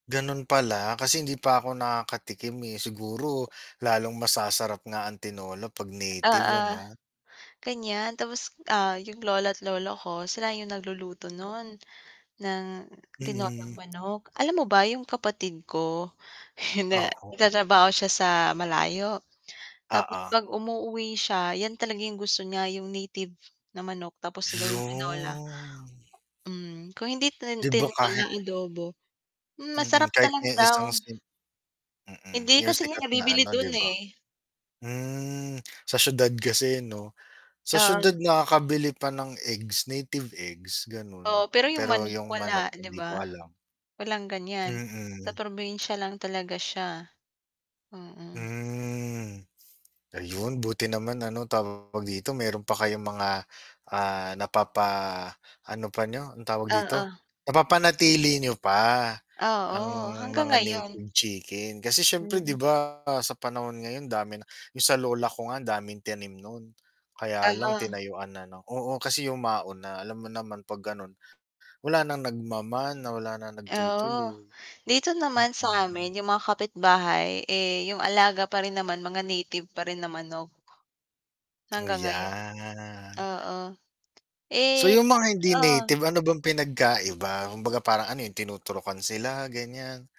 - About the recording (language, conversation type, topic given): Filipino, unstructured, Ano ang paborito mong ulam na palaging nagpapasaya sa iyo?
- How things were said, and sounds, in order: tapping; static; other background noise; chuckle; distorted speech; drawn out: "'Yon"; "manok" said as "manik"; "tanim" said as "tinim"; dog barking; drawn out: "Yan"; unintelligible speech